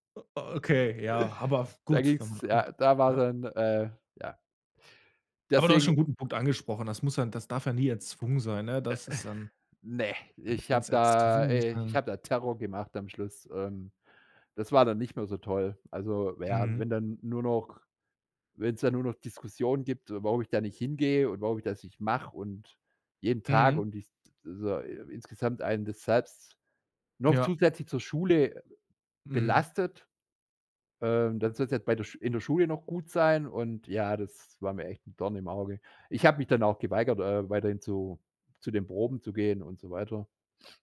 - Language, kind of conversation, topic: German, podcast, Welche Familienrituale sind dir als Kind besonders im Kopf geblieben?
- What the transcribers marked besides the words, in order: snort